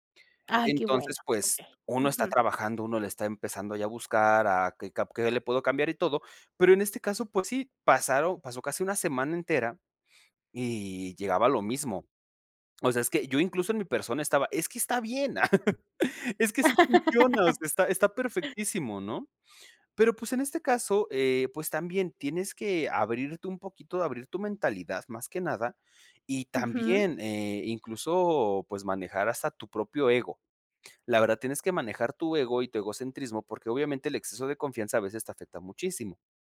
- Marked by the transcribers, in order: sniff; swallow; laugh; other noise
- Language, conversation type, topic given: Spanish, podcast, ¿Cómo usas el fracaso como trampolín creativo?